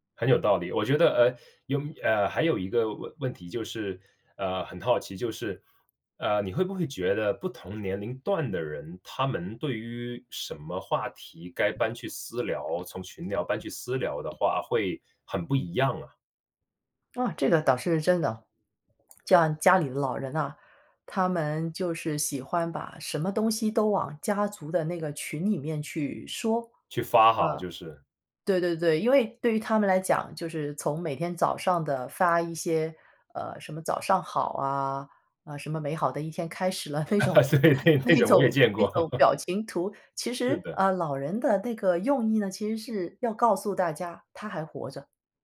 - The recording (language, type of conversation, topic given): Chinese, podcast, 什么时候应该把群聊里的话题转到私聊处理？
- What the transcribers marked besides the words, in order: other background noise; laughing while speaking: "那种 那种"; laughing while speaking: "对，那 那种我也见过"; laugh